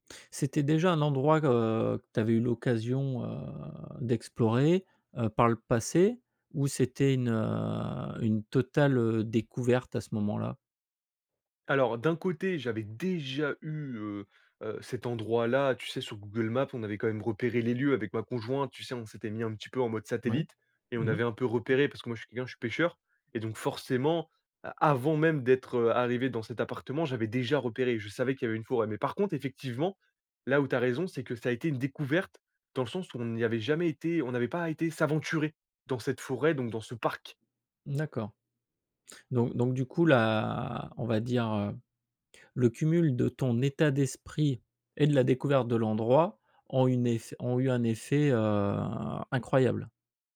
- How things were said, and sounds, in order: drawn out: "heu"; drawn out: "heu"; stressed: "déjà"; stressed: "parc"
- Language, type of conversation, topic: French, podcast, Quel est l’endroit qui t’a calmé et apaisé l’esprit ?